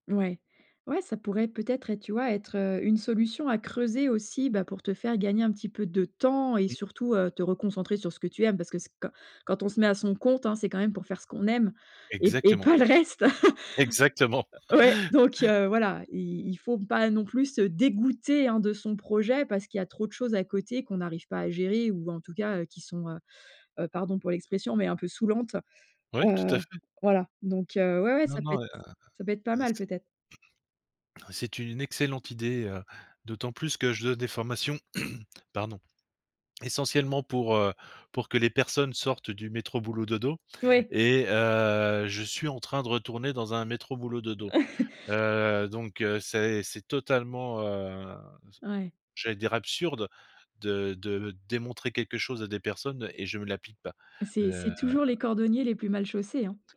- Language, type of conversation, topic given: French, advice, Comment éviter de s’épuiser à vouloir tout faire soi-même sans déléguer ?
- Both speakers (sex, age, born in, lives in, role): female, 45-49, France, France, advisor; male, 50-54, France, France, user
- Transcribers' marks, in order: stressed: "temps"; laughing while speaking: "et pas le reste !"; laugh; chuckle; stressed: "dégoûter"; other background noise; throat clearing; throat clearing; drawn out: "heu"; chuckle